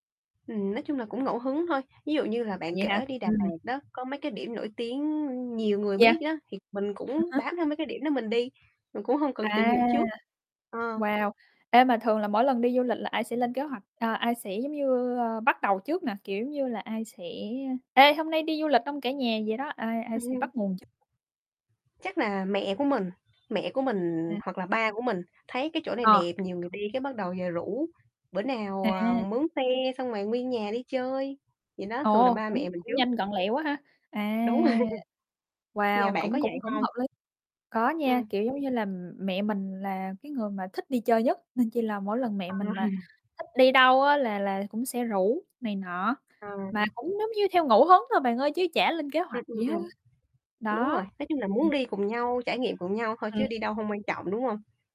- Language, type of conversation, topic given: Vietnamese, unstructured, Bạn và gia đình thường cùng nhau đi đâu chơi?
- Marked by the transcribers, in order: tapping; other background noise; laughing while speaking: "Ừm"; horn; laughing while speaking: "rồi"; chuckle; chuckle; distorted speech